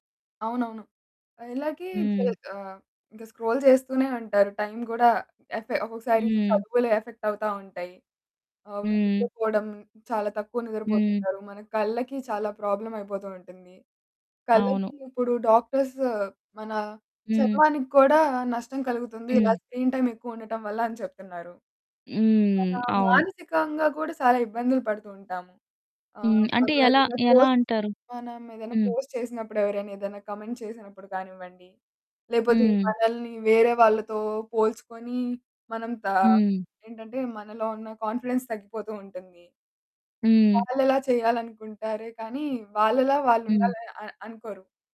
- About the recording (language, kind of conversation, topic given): Telugu, podcast, సోషల్ మీడియా మీ రోజువారీ జీవితం మీద ఎలా ప్రభావం చూపింది?
- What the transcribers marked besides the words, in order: in English: "స్క్రోల్"; in English: "ఎఫెక్ట్"; distorted speech; in English: "ప్రాబ్లమ్"; in English: "డాక్టర్స్"; in English: "స్క్రీన్ టైమ్"; in English: "పోస్ట్"; in English: "పోస్ట్"; in English: "కామెంట్"; in English: "కాన్ఫిడెన్స్"